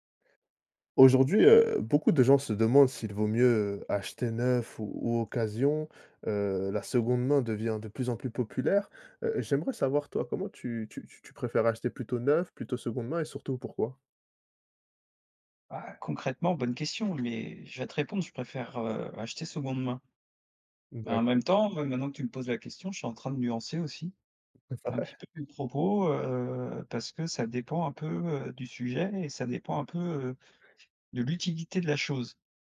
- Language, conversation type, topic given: French, podcast, Préfères-tu acheter neuf ou d’occasion, et pourquoi ?
- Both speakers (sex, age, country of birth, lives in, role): male, 30-34, France, France, host; male, 35-39, France, France, guest
- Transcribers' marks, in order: other background noise; tapping; unintelligible speech; laughing while speaking: "vrai ?"